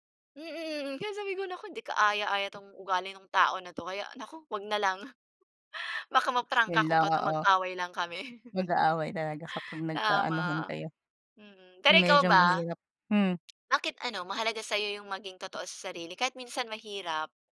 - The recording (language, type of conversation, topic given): Filipino, unstructured, Ano ang ibig sabihin sa iyo ng pagiging totoo sa sarili mo?
- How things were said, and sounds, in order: tapping; chuckle; chuckle; other background noise